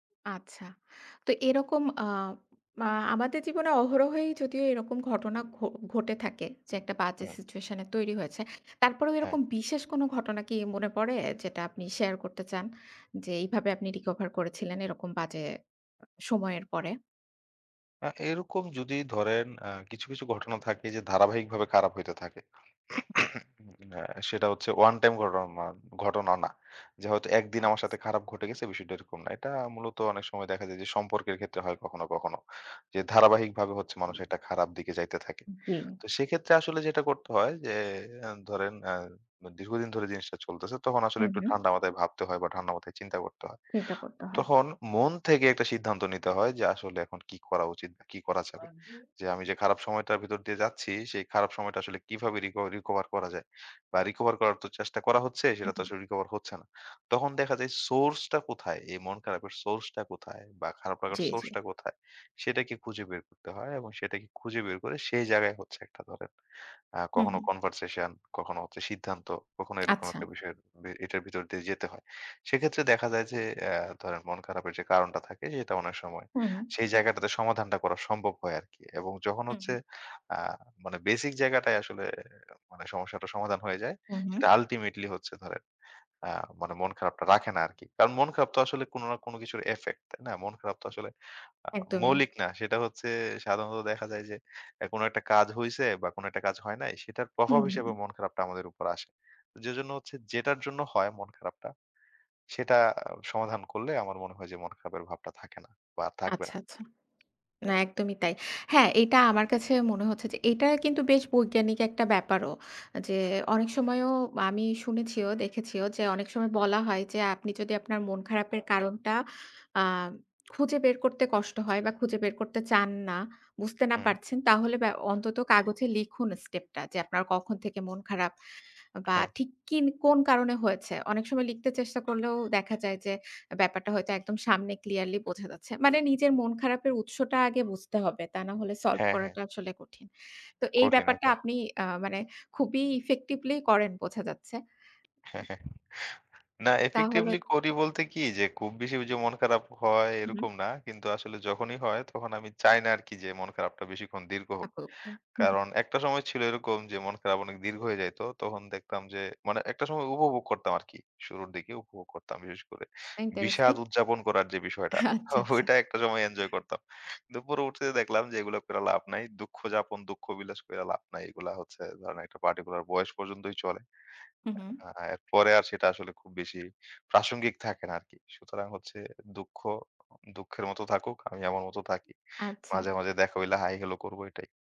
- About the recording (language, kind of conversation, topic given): Bengali, podcast, খারাপ দিনের পর আপনি কীভাবে নিজেকে শান্ত করেন?
- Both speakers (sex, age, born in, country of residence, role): female, 30-34, Bangladesh, Bangladesh, host; male, 25-29, Bangladesh, Bangladesh, guest
- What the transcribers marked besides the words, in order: cough; in English: "কনভারসেশন"; lip smack; tapping; in English: "আল্টিমেটলি"; in English: "effect"; lip smack; other background noise; in English: "ইফেক্টিভলি"; scoff; in English: "ইফেক্টিভলি"; laughing while speaking: "ওইটা একটা সময় এনজয় করতাম"; laughing while speaking: "আচ্ছা, আচ্ছা"; in English: "পার্টিকুলার"